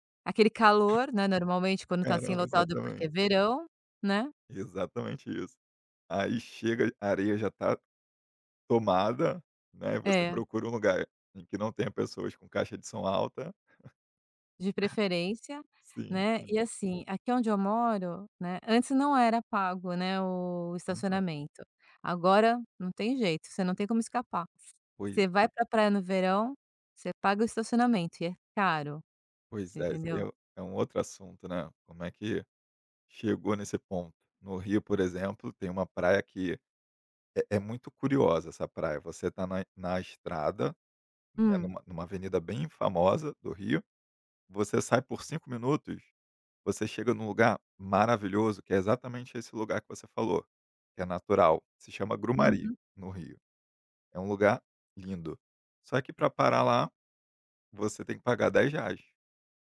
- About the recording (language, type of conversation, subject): Portuguese, podcast, Me conta uma experiência na natureza que mudou sua visão do mundo?
- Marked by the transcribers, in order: other background noise; tapping; chuckle